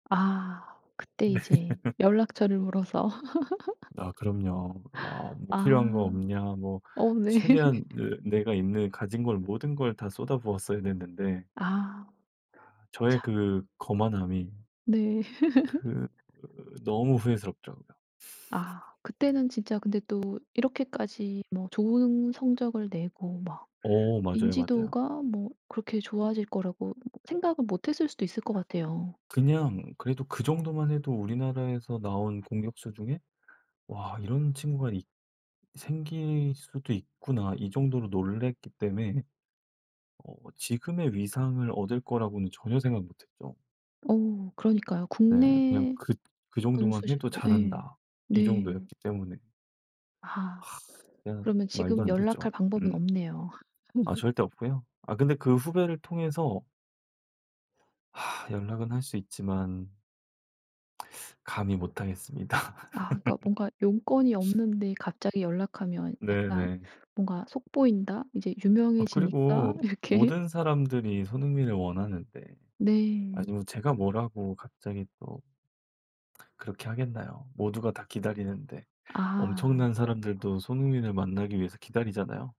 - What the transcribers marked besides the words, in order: laughing while speaking: "네"; laugh; laugh; laughing while speaking: "네"; laugh; laugh; tapping; other background noise; sigh; laugh; sigh; teeth sucking; laugh; laughing while speaking: "이렇게"
- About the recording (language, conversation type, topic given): Korean, podcast, 해외에서 만난 사람 중 가장 기억에 남는 사람은 누구인가요? 왜 그렇게 기억에 남는지도 알려주세요?